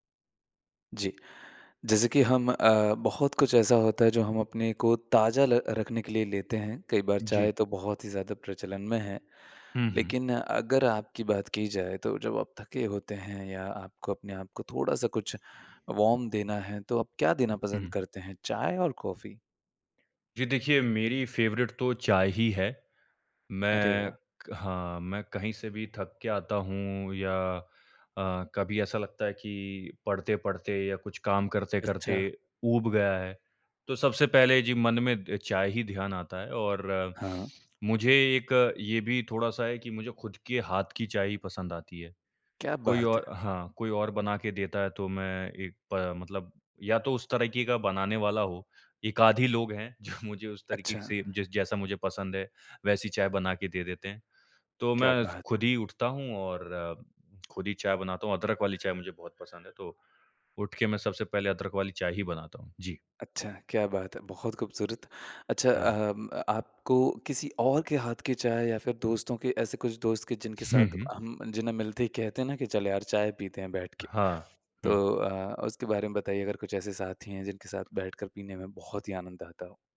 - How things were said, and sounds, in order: in English: "वॉर्म"; other background noise; in English: "और"; in English: "फ़ेवरेट"; laughing while speaking: "जो"; tongue click; alarm; tapping
- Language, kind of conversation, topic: Hindi, podcast, चाय या कॉफ़ी आपके ध्यान को कैसे प्रभावित करती हैं?